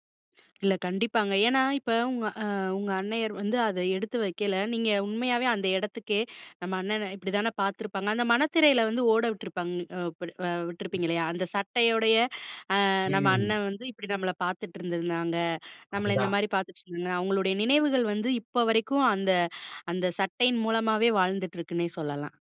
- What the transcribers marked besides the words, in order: other background noise
- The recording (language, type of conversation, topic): Tamil, podcast, வீட்டில் இருக்கும் பழைய பொருட்கள் உங்களுக்கு என்னென்ன கதைகளைச் சொல்கின்றன?